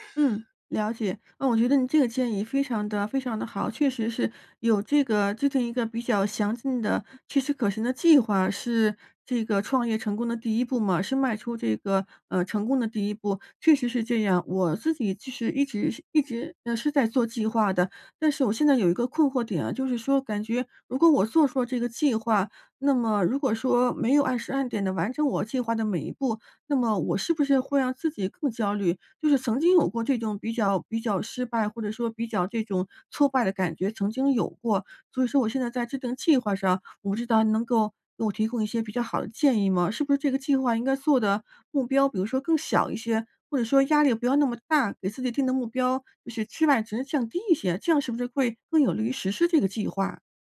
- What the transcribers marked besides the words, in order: other background noise
- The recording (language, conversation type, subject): Chinese, advice, 平衡创业与个人生活